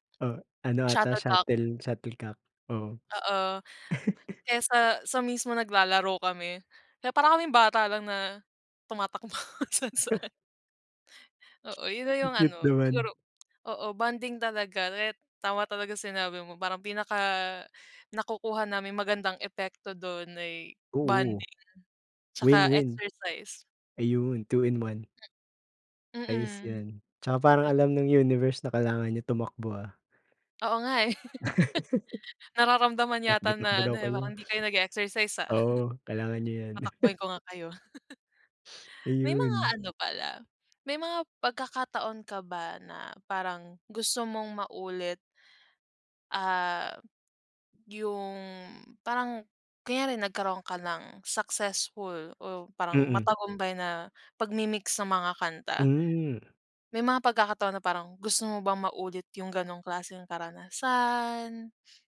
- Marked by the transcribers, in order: teeth sucking; laugh; laughing while speaking: "tumatakbo kung saan-saan"; tapping; other background noise; laugh; wind; teeth sucking; giggle; chuckle; giggle
- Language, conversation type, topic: Filipino, unstructured, Ano ang pinaka-nakakatuwang nangyari sa iyo habang ginagawa mo ang paborito mong libangan?